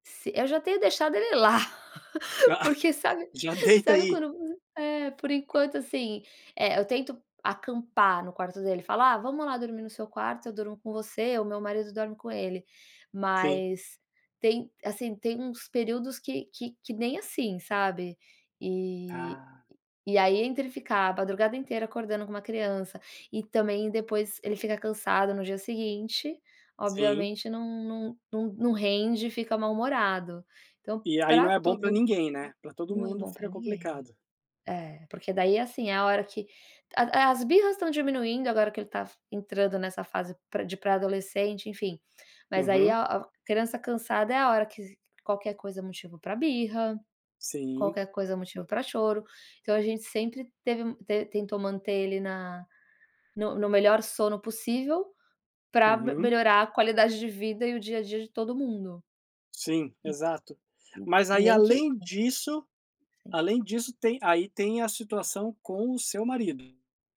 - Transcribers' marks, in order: laugh; tapping
- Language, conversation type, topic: Portuguese, advice, Como posso dormir melhor quando meu parceiro ronca ou se mexe durante a noite?